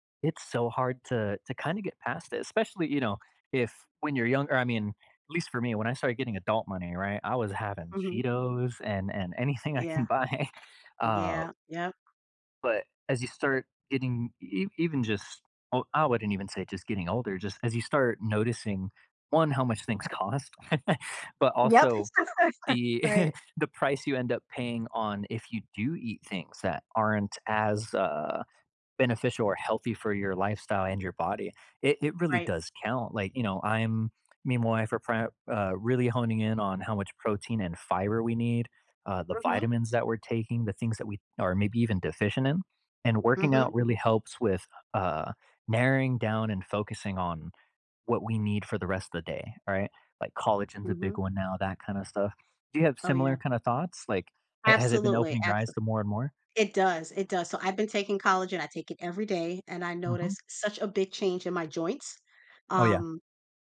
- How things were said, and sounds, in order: laughing while speaking: "buy"; tapping; chuckle; laugh
- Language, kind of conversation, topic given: English, unstructured, Why do you think being physically active can have a positive effect on your mood?